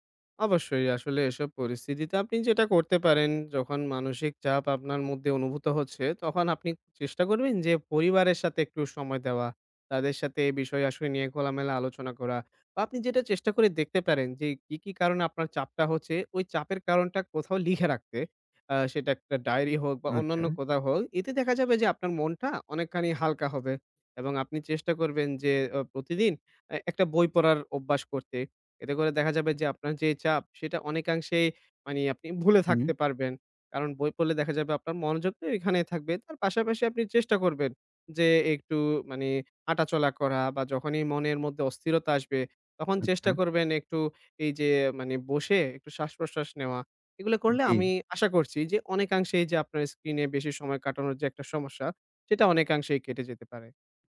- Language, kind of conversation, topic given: Bengali, advice, আপনি কি স্ক্রিনে বেশি সময় কাটানোর কারণে রাতে ঠিকমতো বিশ্রাম নিতে সমস্যায় পড়ছেন?
- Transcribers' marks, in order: "মানে" said as "মানি"; tapping